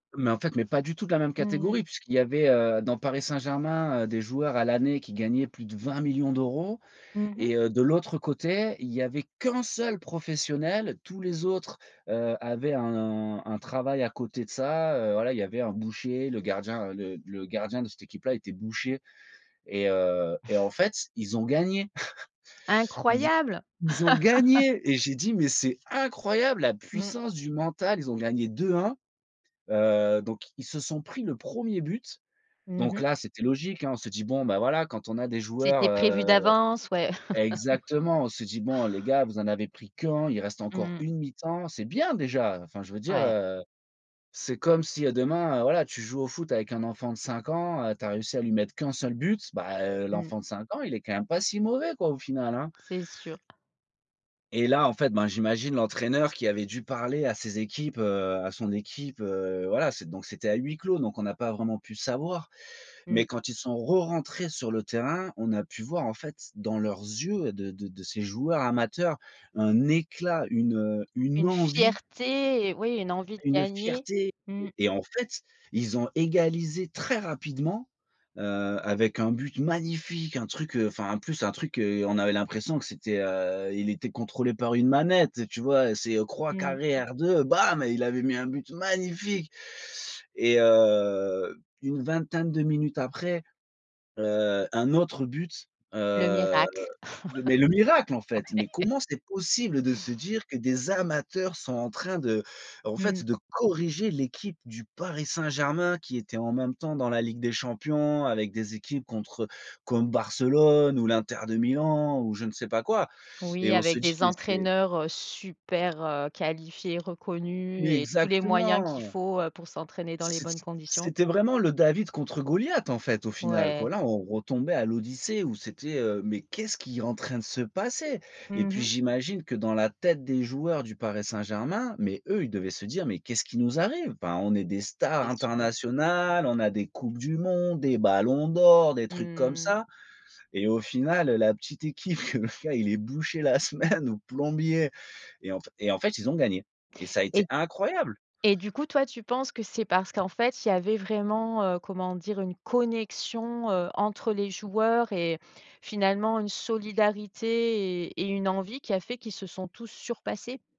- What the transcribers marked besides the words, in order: stressed: "vingt millions"; stressed: "qu'un"; other background noise; chuckle; anticipating: "ils ont gagné et j'ai dit : Mais c'est incroyable"; stressed: "gagné"; stressed: "incroyable"; laugh; laugh; stressed: "bien"; stressed: "yeux"; stressed: "éclat"; stressed: "envie"; stressed: "très"; stressed: "magnifique"; anticipating: "bam et il avait mis un but magnifique !"; stressed: "bam"; stressed: "magnifique"; drawn out: "heu"; drawn out: "heu"; anticipating: "mais le miracle, en fait … du Paris Saint-Germain"; stressed: "miracle"; laugh; laughing while speaking: "Ouais !"; stressed: "corriger"; stressed: "Paris"; stressed: "Barcelone"; stressed: "l'Inter"; stressed: "Goliath"; surprised: "Mais qu'est-ce qui est en train de se passer ?"; put-on voice: "Mais qu'est-ce qui nous arrive … trucs comme ça"; surprised: "Mais qu'est-ce qui nous arrive ?"; stressed: "arrive"; laughing while speaking: "que le gars il est boucher la semaine ou plombier"; stressed: "incroyable"; tapping
- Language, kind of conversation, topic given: French, podcast, Qu’est-ce qui fait, selon toi, un bon manager ?